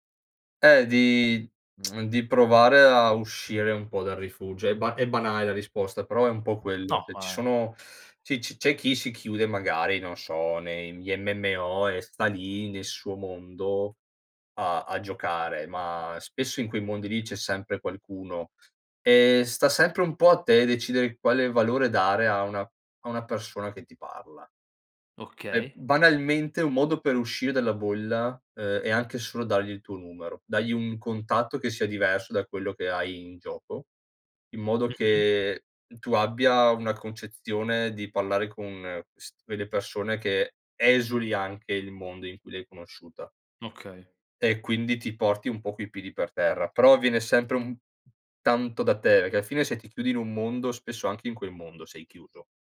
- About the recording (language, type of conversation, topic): Italian, podcast, Quale hobby ti ha regalato amici o ricordi speciali?
- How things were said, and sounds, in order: lip smack; "Cioè" said as "ceh"; tapping; teeth sucking; other background noise